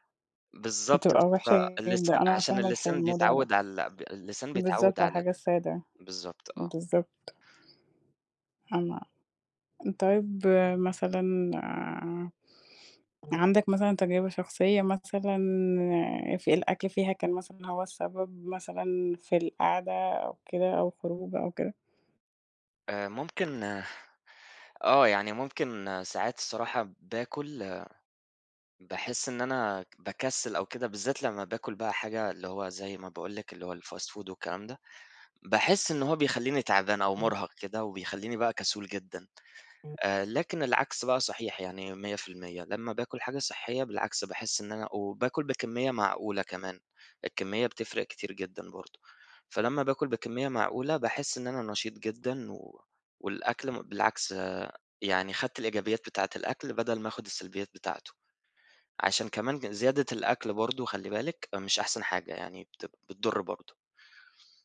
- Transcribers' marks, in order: background speech; tapping; in English: "الfast food"; other background noise
- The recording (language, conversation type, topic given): Arabic, unstructured, هل إنت مؤمن إن الأكل ممكن يقرّب الناس من بعض؟
- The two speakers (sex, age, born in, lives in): female, 25-29, Egypt, Egypt; male, 25-29, United Arab Emirates, Egypt